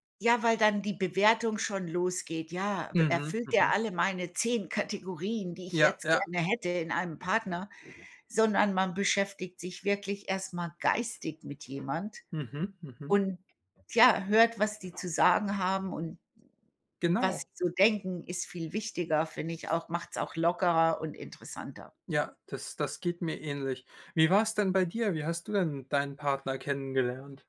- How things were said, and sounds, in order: other background noise
- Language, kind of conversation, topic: German, unstructured, Was schätzt du am meisten an deinem Partner?